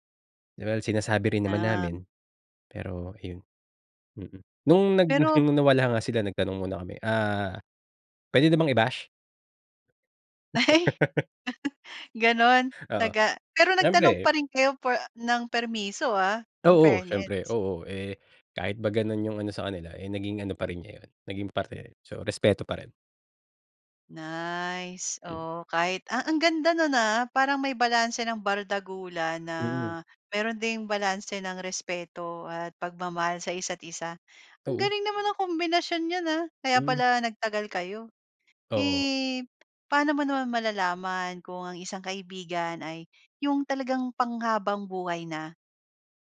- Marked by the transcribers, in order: laugh
- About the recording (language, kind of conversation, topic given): Filipino, podcast, Paano mo pinagyayaman ang matagal na pagkakaibigan?